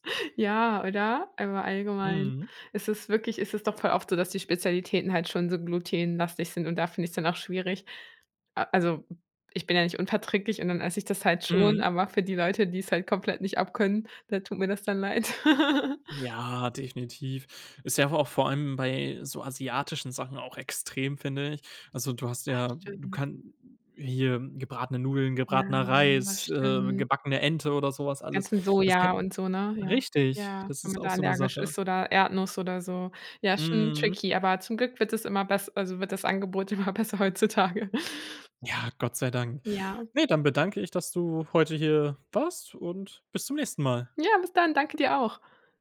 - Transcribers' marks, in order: chuckle; laugh; unintelligible speech; in English: "tricky"; laughing while speaking: "immer besser heutzutage"; laugh; joyful: "Ja, bis dann. Danke, dir auch"
- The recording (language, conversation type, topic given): German, podcast, Wie passt du Rezepte an Allergien oder Unverträglichkeiten an?
- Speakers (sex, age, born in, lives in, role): female, 30-34, Germany, Germany, guest; male, 20-24, Germany, Germany, host